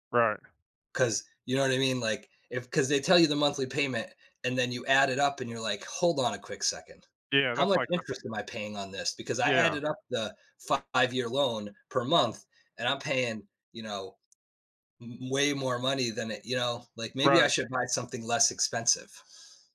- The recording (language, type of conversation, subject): English, unstructured, What habits or strategies help you stick to your savings goals?
- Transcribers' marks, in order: other background noise; tapping